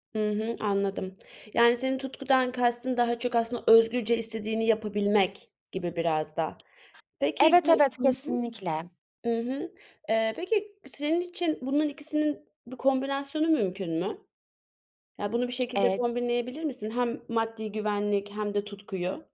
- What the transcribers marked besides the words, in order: tapping; other background noise
- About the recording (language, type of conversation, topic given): Turkish, podcast, Maddi güvenliği mi yoksa tutkunun peşinden gitmeyi mi seçersin?